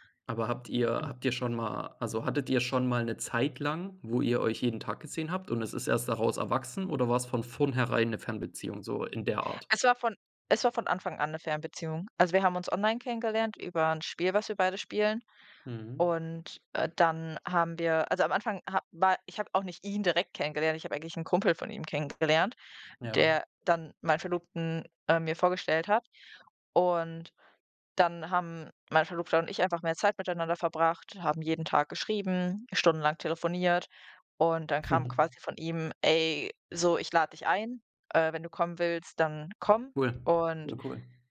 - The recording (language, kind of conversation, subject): German, unstructured, Welche Rolle spielen soziale Medien deiner Meinung nach in der Politik?
- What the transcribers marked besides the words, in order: other background noise; chuckle